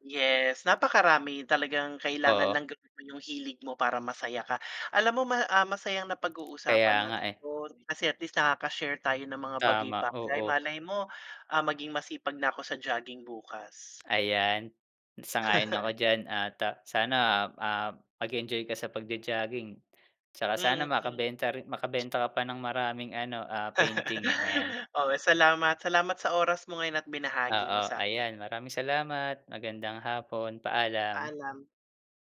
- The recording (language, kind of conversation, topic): Filipino, unstructured, Anong libangan ang nagbibigay sa’yo ng kapayapaan ng isip?
- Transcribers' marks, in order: laugh; laugh